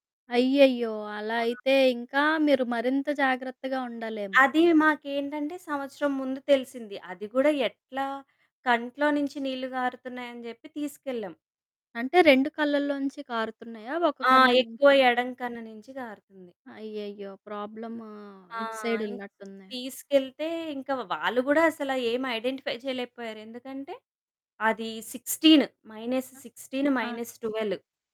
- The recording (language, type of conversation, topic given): Telugu, podcast, పిల్లల స్క్రీన్ సమయాన్ని పరిమితం చేయడంలో మీకు ఎదురైన అనుభవాలు ఏమిటి?
- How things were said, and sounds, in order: other background noise; in English: "సైడ్"; in English: "ఐడెంటిఫై"; in English: "సిక్స్‌టిన్ మైనస్ సిక్స్‌టిన్ మైనస్ ట్వెల్వ్"; other noise